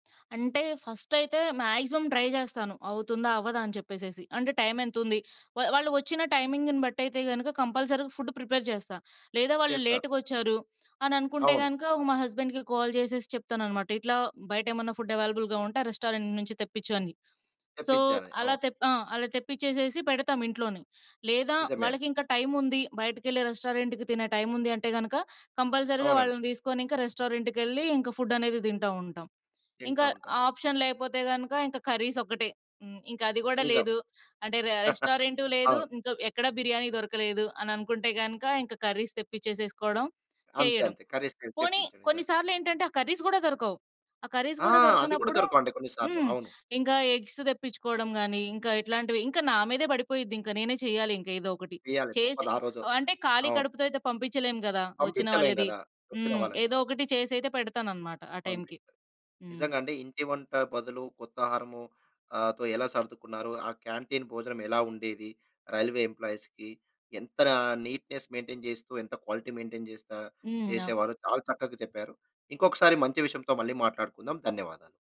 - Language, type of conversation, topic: Telugu, podcast, ఇంటివంటకు బదులుగా కొత్త ఆహారానికి మీరు ఎలా అలవాటు పడ్డారు?
- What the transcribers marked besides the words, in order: in English: "ఫస్ట్"; in English: "మాక్సిమం ట్రై"; in English: "టైమ్"; in English: "టైమింగ్‌న్ని"; in English: "కంపల్సరీగా ఫుడ్ ప్రిపేర్"; in English: "హస్బెండ్‌కి కాల్"; in English: "ఫుడ్ అవైలబుల్‌గా"; in English: "రెస్టారెంట్"; in English: "సో"; in English: "రెస్టారెంట్‌కి"; in English: "కంపల్సరీగా"; in English: "రెస్టారెంట్"; in English: "ఫుడ్"; in English: "ఆప్షన్"; in English: "కర్రీస్"; chuckle; in English: "కర్రీస్"; in English: "కర్రీస్"; in English: "కర్రీస్"; in English: "ఎగ్స్"; in English: "క్యాంటీన్"; in English: "రైల్వే ఎంప్లాయీస్‌కి"; in English: "నీట్నెస్ మెయింటైన్"; in English: "క్వాలిటీ మెయింటైన్"; tapping